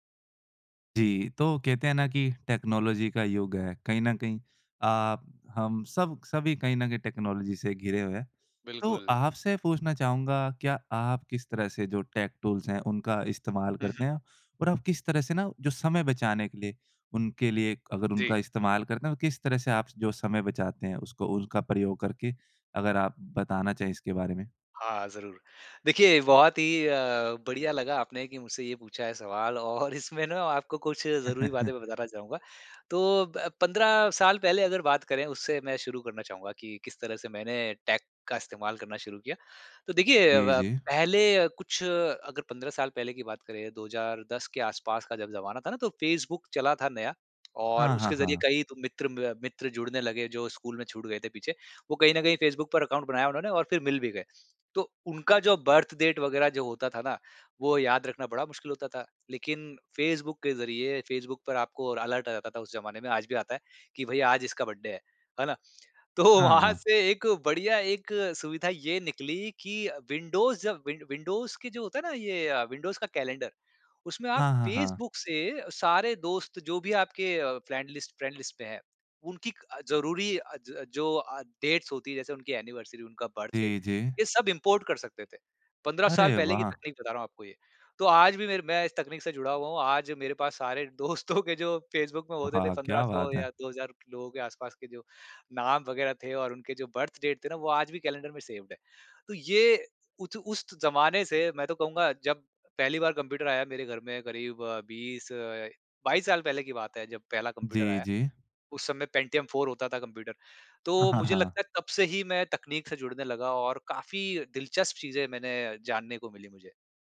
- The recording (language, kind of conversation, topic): Hindi, podcast, टेक्नोलॉजी उपकरणों की मदद से समय बचाने के आपके आम तरीके क्या हैं?
- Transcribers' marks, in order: in English: "टेक्नोलॉजी"; in English: "टेक्नोलॉजी"; in English: "टेक टूल्स"; chuckle; in English: "टेक"; in English: "बर्थ डेट"; in English: "अलर्ट"; in English: "बर्थडे"; laughing while speaking: "तो वहाँ"; in English: "विंडोज़"; in English: "विंडोज़"; in English: "विंडोज़"; in English: "डेट्स"; in English: "एनिवर्सरी"; in English: "बर्थ डेट"; in English: "इम्पोर्ट"; laughing while speaking: "दोस्तों"; in English: "बर्थ डेट"; in English: "सेव्ड"; in English: "पेंटियम फोर"